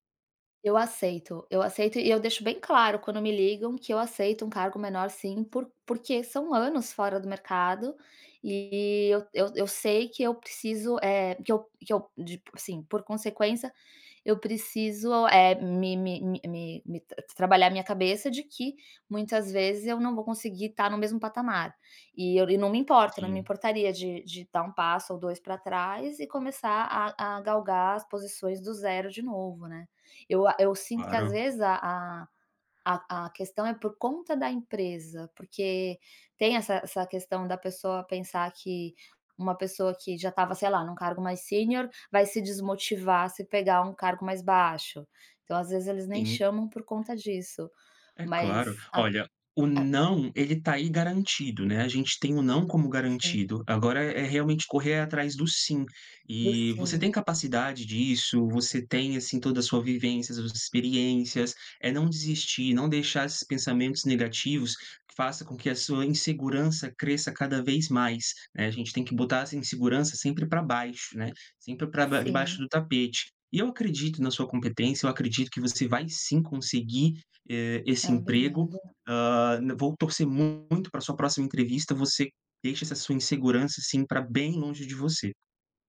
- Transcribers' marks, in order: other background noise
- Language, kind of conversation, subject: Portuguese, advice, Como lidar com a insegurança antes de uma entrevista de emprego?